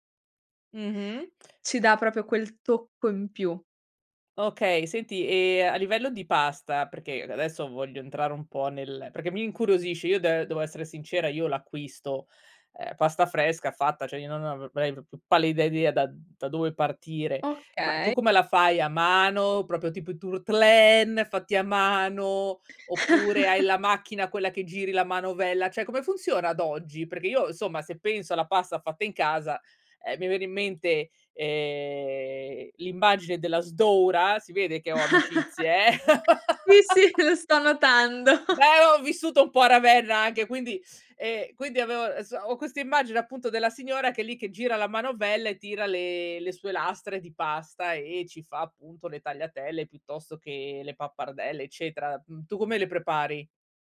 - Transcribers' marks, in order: "proprio" said as "propio"; "cioè" said as "ceh"; unintelligible speech; "proprio" said as "propio"; chuckle; "cioè" said as "ceh"; chuckle; tapping; laughing while speaking: "lo sto notando"; laugh; chuckle
- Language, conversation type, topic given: Italian, podcast, Come trovi l’equilibrio tra lavoro e hobby creativi?